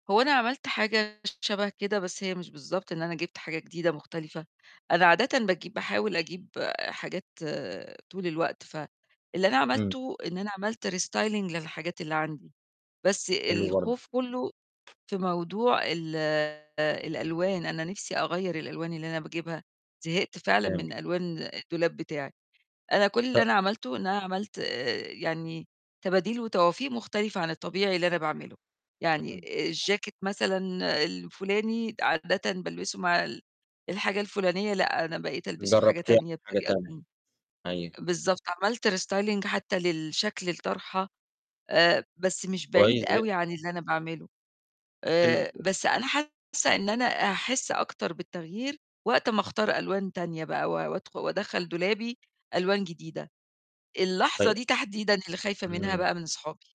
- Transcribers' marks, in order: distorted speech; other background noise; in English: "restyling"; unintelligible speech; unintelligible speech; in English: "restyling"; horn
- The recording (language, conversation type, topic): Arabic, advice, إزاي أغيّر شكلي بالطريقة اللي أنا عايزها من غير ما أبقى خايف من رد فعل اللي حواليا؟